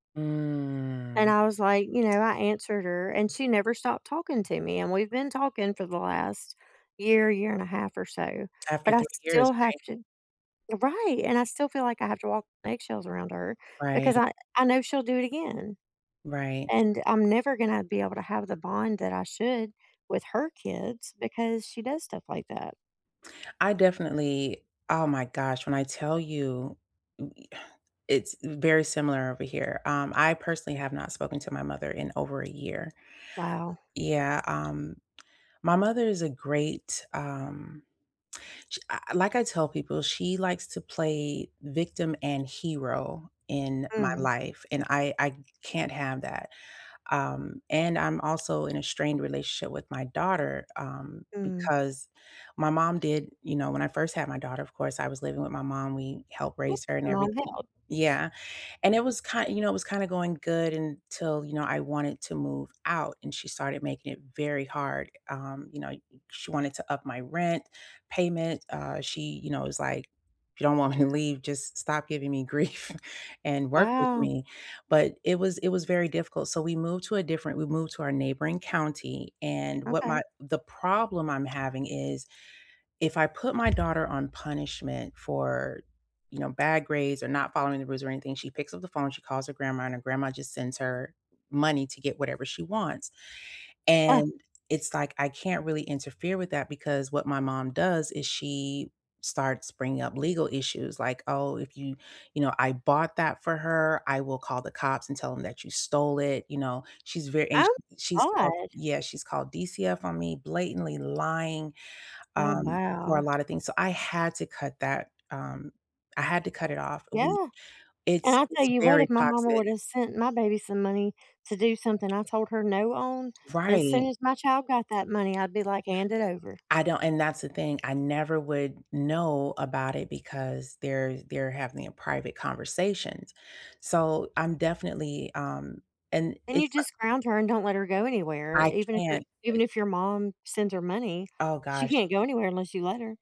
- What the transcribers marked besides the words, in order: drawn out: "Mm"; other background noise; unintelligible speech; laughing while speaking: "grief"; tapping
- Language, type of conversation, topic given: English, unstructured, How can I rebuild trust after a disagreement?